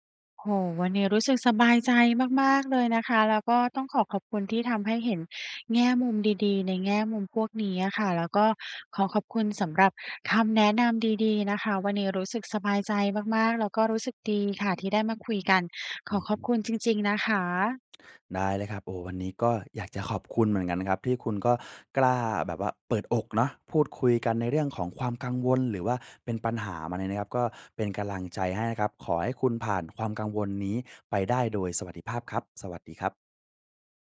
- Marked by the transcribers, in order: trusting: "โอ้โฮ ! วันเนี้ยรู้สึกสบายใจมาก ๆ เลยนะคะ … อขอบคุณจริง ๆ นะคะ"
- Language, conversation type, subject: Thai, advice, คุณควรใช้เวลาว่างในวันหยุดสุดสัปดาห์ให้เกิดประโยชน์อย่างไร?